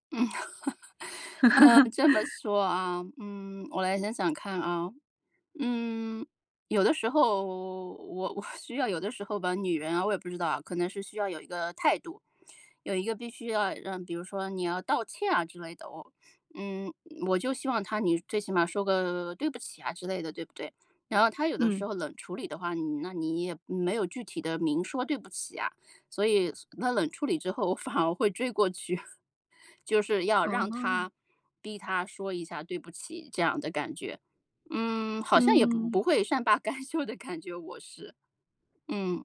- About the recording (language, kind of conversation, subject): Chinese, advice, 我们该如何处理因疲劳和情绪引发的争执与隔阂？
- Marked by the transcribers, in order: laugh; laughing while speaking: "我"; laughing while speaking: "我反而会追过去"; laughing while speaking: "善罢甘休的感觉"